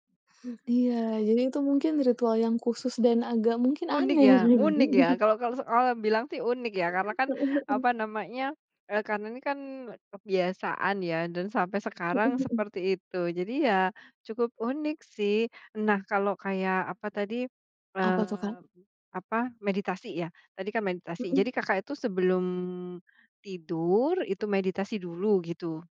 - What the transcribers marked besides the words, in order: laugh; other background noise; tapping
- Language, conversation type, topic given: Indonesian, podcast, Apakah ada ritual khusus sebelum tidur di rumah kalian yang selalu dilakukan?